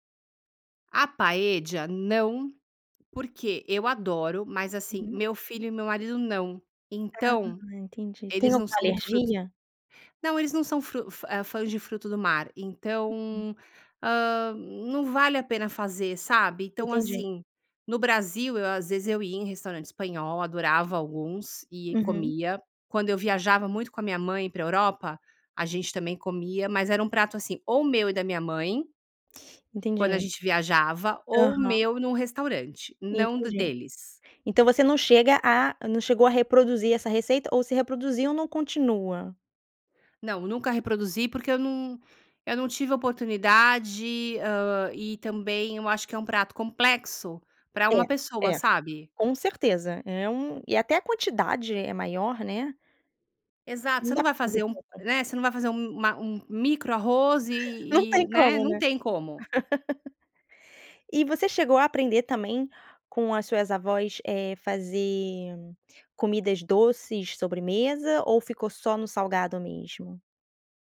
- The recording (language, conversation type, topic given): Portuguese, podcast, Que prato dos seus avós você ainda prepara?
- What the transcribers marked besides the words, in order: in Spanish: "Paella"; other background noise; laugh